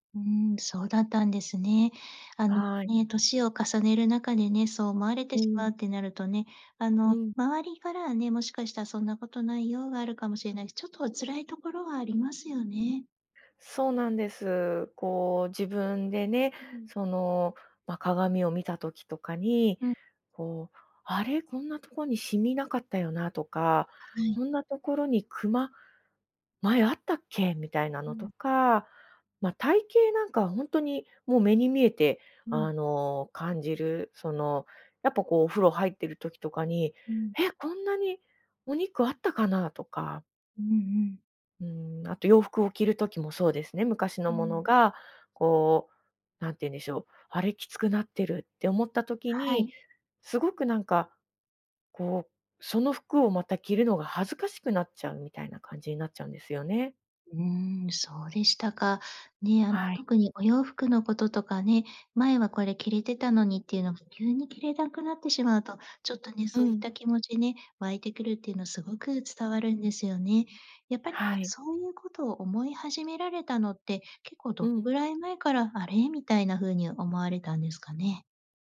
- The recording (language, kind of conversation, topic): Japanese, advice, 体型や見た目について自分を低く評価してしまうのはなぜですか？
- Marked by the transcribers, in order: other background noise